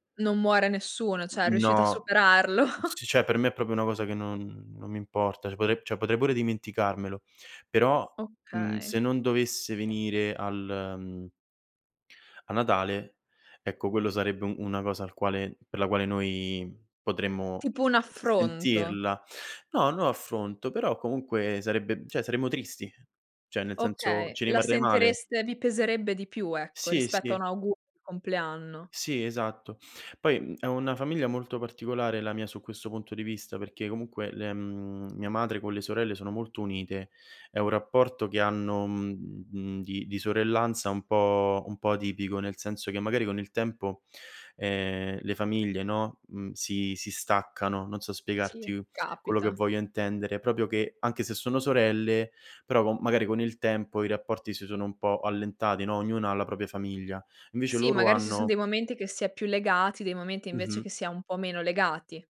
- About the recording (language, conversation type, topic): Italian, podcast, Qual è una tradizione della tua famiglia che ti sta particolarmente a cuore?
- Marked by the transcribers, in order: laughing while speaking: "superarlo"; chuckle; "cioè" said as "ceh"; other background noise; "proprio" said as "propio"; "propria" said as "propia"